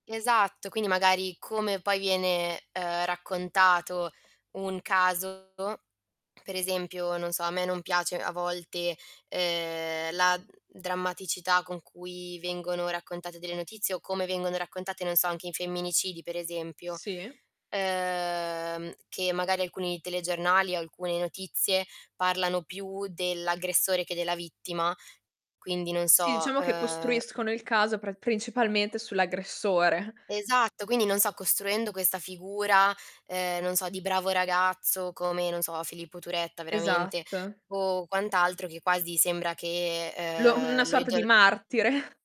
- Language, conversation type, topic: Italian, podcast, Quanto sono pericolose le bolle informative sui social network?
- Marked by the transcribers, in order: tapping; distorted speech; laughing while speaking: "martire"